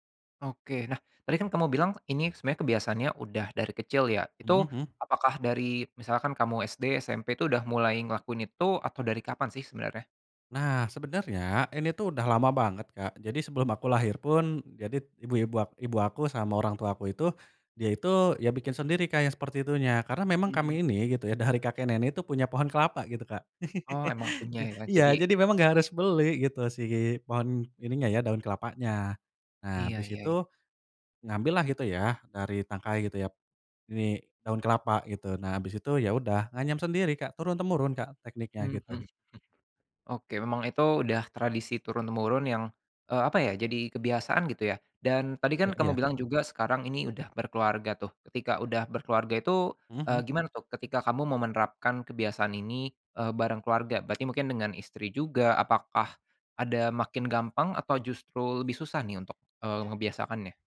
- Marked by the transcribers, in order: laugh; unintelligible speech; other background noise
- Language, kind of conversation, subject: Indonesian, podcast, Bagaimana tradisi makan keluarga Anda saat mudik atau pulang kampung?